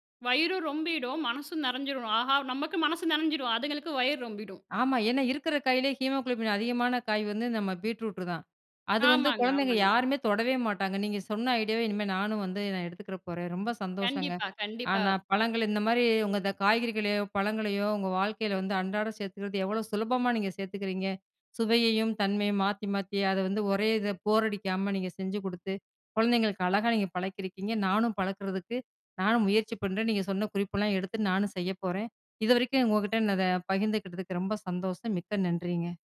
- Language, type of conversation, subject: Tamil, podcast, பழங்கள் மற்றும் காய்கறிகளை தினமும் உணவில் எளிதாகச் சேர்த்துக்கொள்ளுவது எப்படி?
- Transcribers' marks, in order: in English: "ஹீமோகுளோபின்"